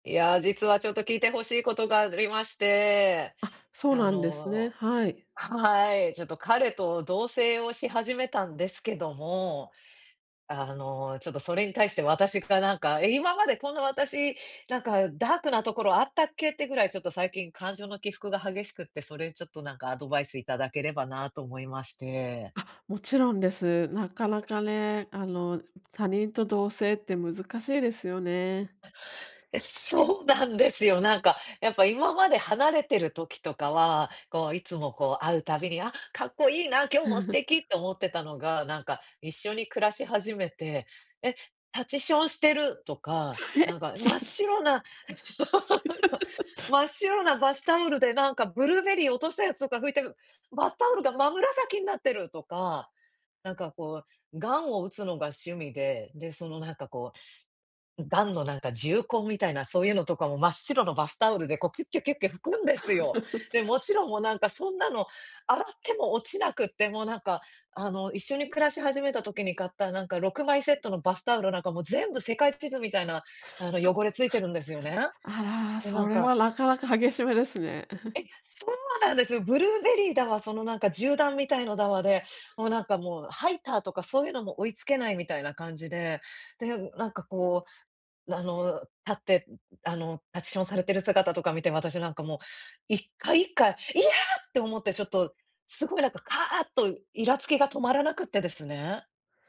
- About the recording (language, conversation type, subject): Japanese, advice, 感情の起伏が激しいとき、どうすれば落ち着けますか？
- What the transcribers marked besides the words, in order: tapping; other background noise; chuckle; laugh; sniff; chuckle; in English: "ガン"; in English: "ガン"; chuckle; unintelligible speech; "なかなか" said as "らからか"; chuckle; surprised: "いや！"